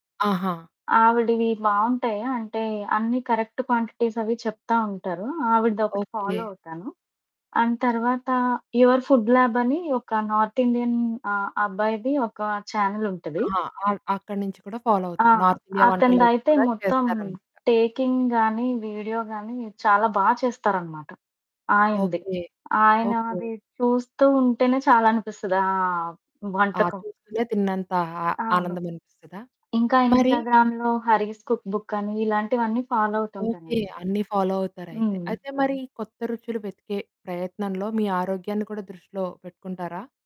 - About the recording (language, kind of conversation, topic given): Telugu, podcast, మీరు కొత్త రుచులను ఎలా అన్వేషిస్తారు?
- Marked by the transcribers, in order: in English: "కరెక్ట్"; in English: "ఫాలో"; in English: "అండ్"; in English: "నార్తిండియన్"; in English: "ఫాలో"; in English: "నార్తిండియా"; in English: "టేకింగ్"; in English: "ఇన్‌స్టాగ్రామ్‌లో"; in English: "ఫాలో"; in English: "ఫాలో"